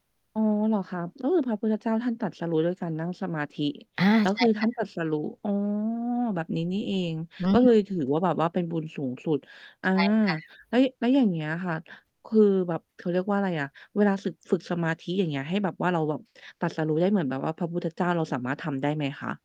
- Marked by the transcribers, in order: static; distorted speech
- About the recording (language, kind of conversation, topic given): Thai, podcast, คุณเริ่มฝึกสติหรือสมาธิได้อย่างไร ช่วยเล่าให้ฟังหน่อยได้ไหม?